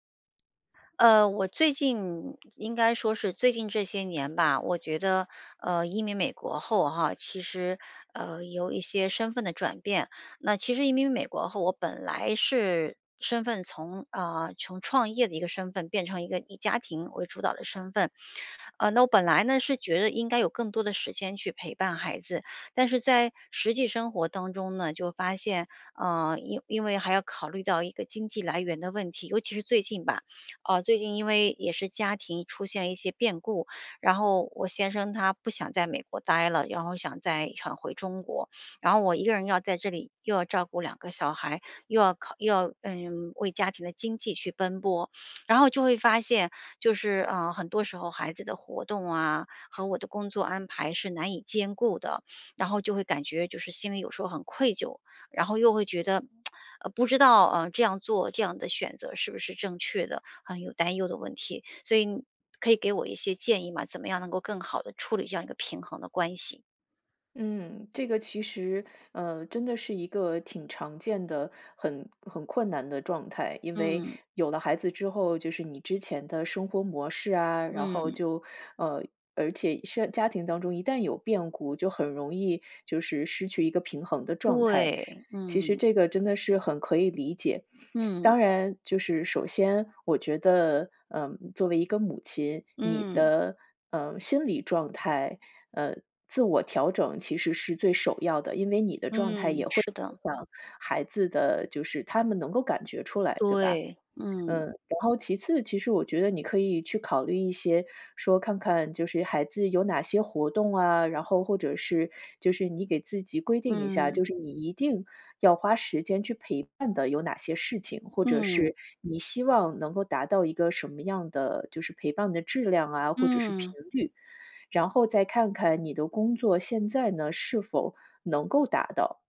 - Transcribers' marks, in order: tapping; tsk
- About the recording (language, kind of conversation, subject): Chinese, advice, 我该如何兼顾孩子的活动安排和自己的工作时间？